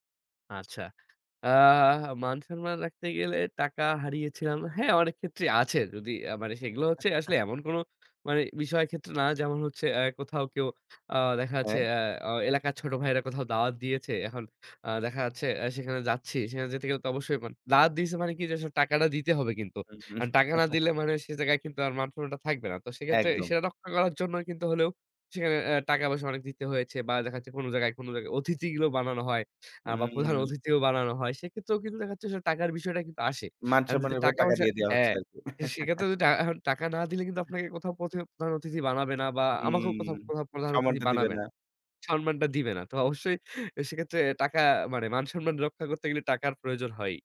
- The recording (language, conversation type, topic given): Bengali, podcast, টাকা আর জীবনের অর্থের মধ্যে আপনার কাছে কোনটি বেশি গুরুত্বপূর্ণ?
- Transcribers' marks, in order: chuckle; chuckle